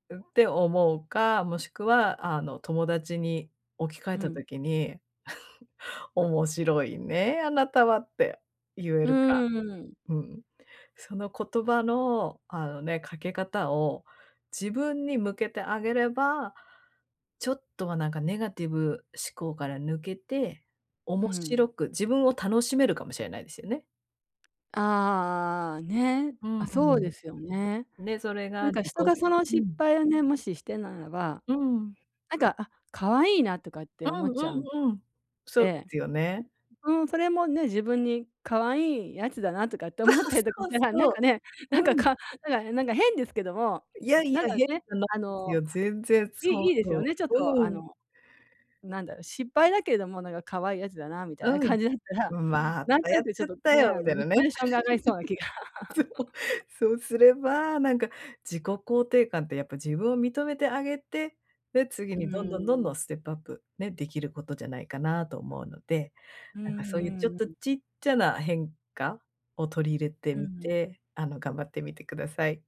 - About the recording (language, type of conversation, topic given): Japanese, advice, 批判や拒絶を受けたときでも、自己肯定感を保つための習慣をどう作ればよいですか？
- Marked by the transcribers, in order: chuckle; other noise; laugh; laugh; laughing while speaking: "そう"; laughing while speaking: "気が"; laugh